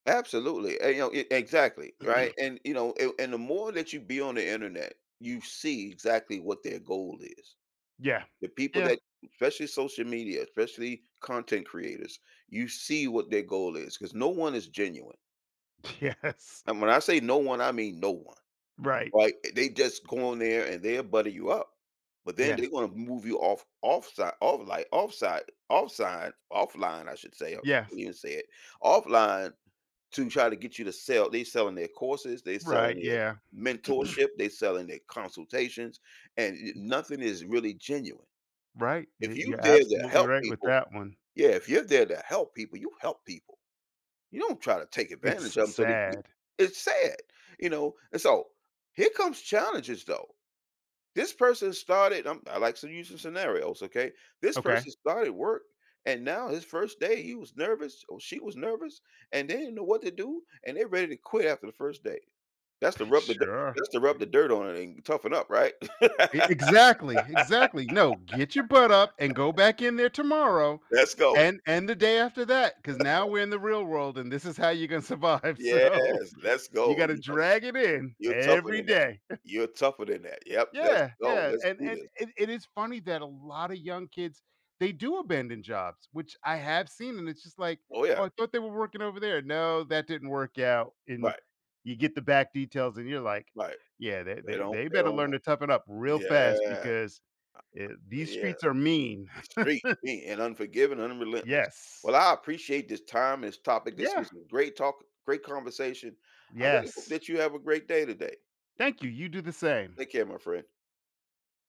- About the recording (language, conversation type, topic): English, podcast, What helps someone succeed and feel comfortable when starting a new job?
- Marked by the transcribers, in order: throat clearing; laughing while speaking: "Yes"; tapping; other background noise; laugh; chuckle; laughing while speaking: "gonna survive, so"; chuckle; chuckle